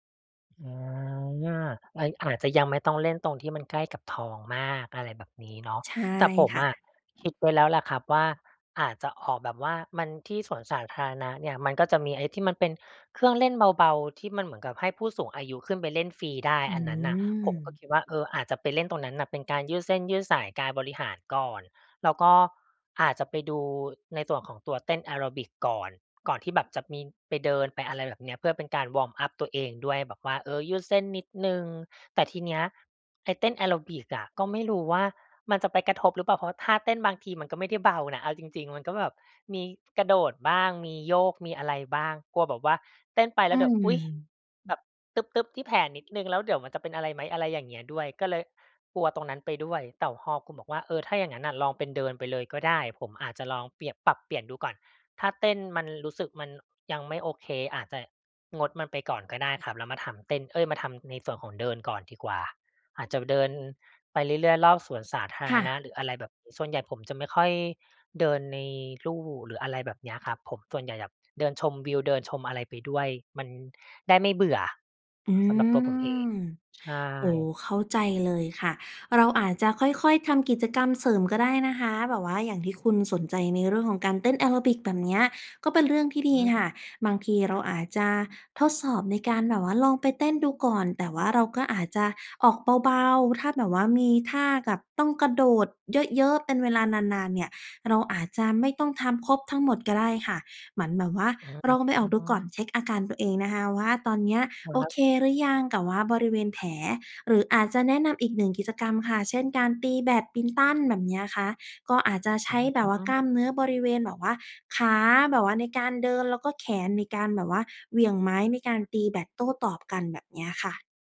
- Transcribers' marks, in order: tapping
- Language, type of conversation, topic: Thai, advice, ฉันกลัวว่าจะกลับไปออกกำลังกายอีกครั้งหลังบาดเจ็บเล็กน้อย ควรทำอย่างไรดี?